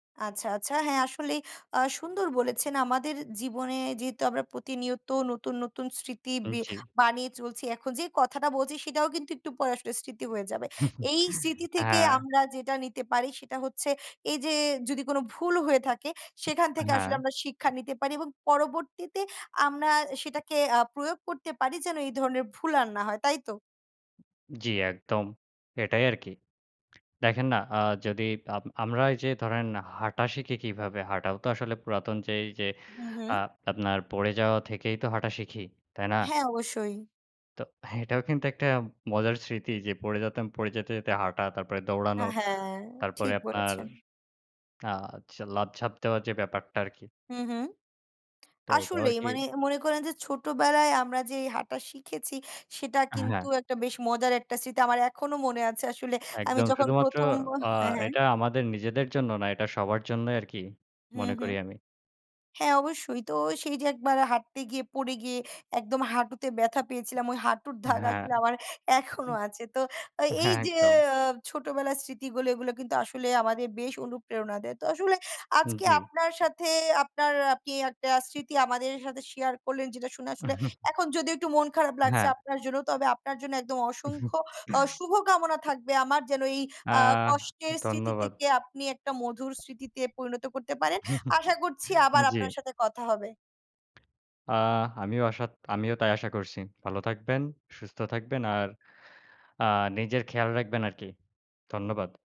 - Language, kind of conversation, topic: Bengali, unstructured, কোনো পুরোনো স্মৃতি কি আপনাকে আজও প্রেরণা দেয়, আর কীভাবে?
- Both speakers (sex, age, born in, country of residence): female, 20-24, Bangladesh, Bangladesh; male, 20-24, Bangladesh, Bangladesh
- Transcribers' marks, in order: chuckle; chuckle; chuckle; "আশা" said as "আশাত"